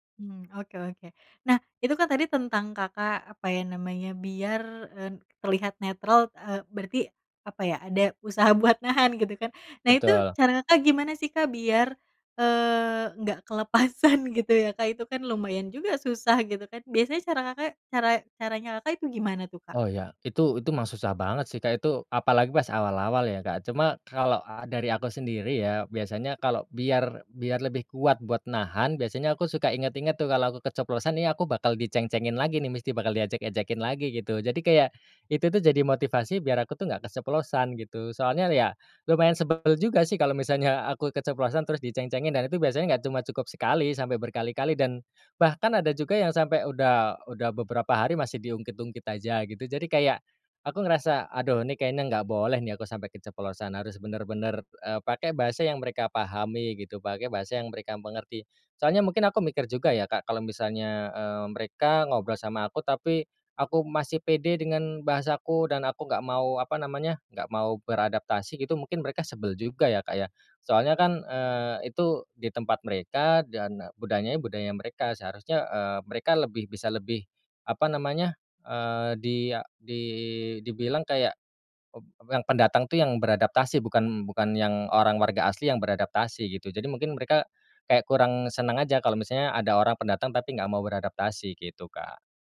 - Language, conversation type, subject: Indonesian, podcast, Bagaimana bahasa ibu memengaruhi rasa identitasmu saat kamu tinggal jauh dari kampung halaman?
- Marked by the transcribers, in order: laughing while speaking: "kelepasan"